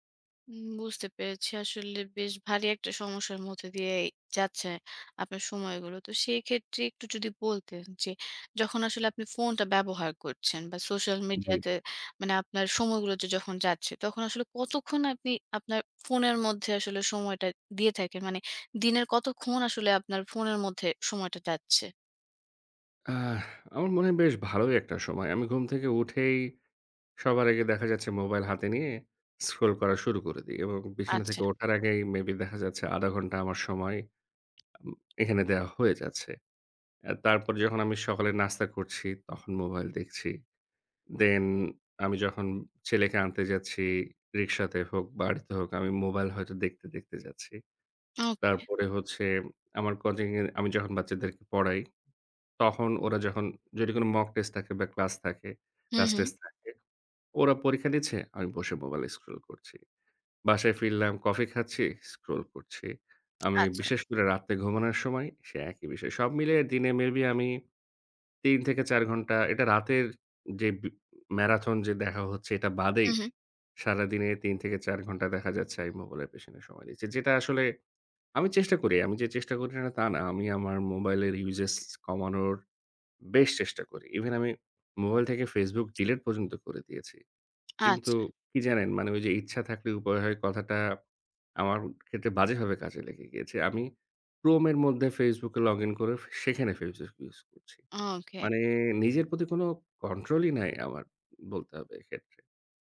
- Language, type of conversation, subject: Bengali, advice, ফোনের ব্যবহার সীমিত করে সামাজিক যোগাযোগমাধ্যমের ব্যবহার কমানোর অভ্যাস কীভাবে গড়ে তুলব?
- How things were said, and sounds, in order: tapping; other background noise; "Facebook" said as "ফেসসুক"